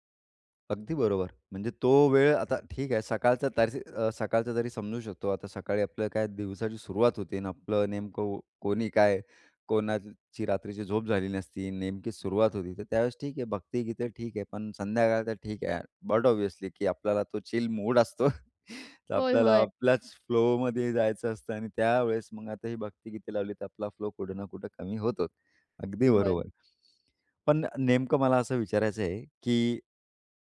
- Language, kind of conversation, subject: Marathi, podcast, एकत्र प्लेलिस्ट तयार करताना मतभेद झाले तर तुम्ही काय करता?
- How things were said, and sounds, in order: in English: "ऑब्वियसली"; chuckle